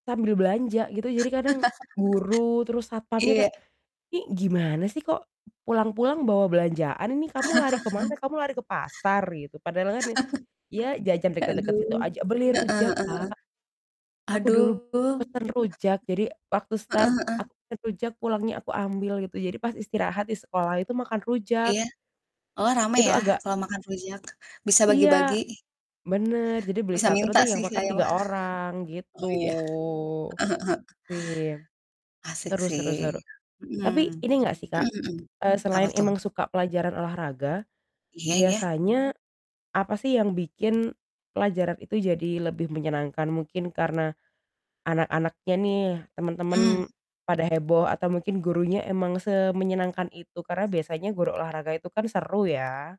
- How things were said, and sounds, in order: laugh; distorted speech; laugh; laugh; laugh; in English: "start"; chuckle
- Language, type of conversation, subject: Indonesian, unstructured, Apa pelajaran favoritmu saat masih bersekolah dulu?